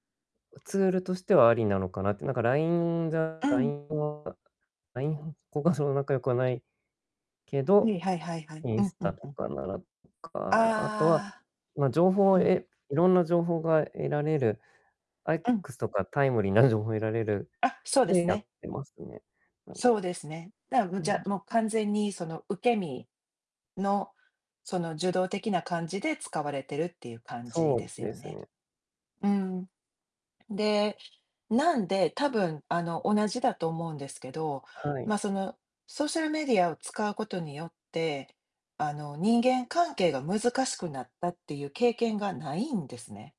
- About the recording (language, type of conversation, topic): Japanese, unstructured, SNSは人とのつながりにどのような影響を与えていますか？
- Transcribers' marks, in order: distorted speech; other background noise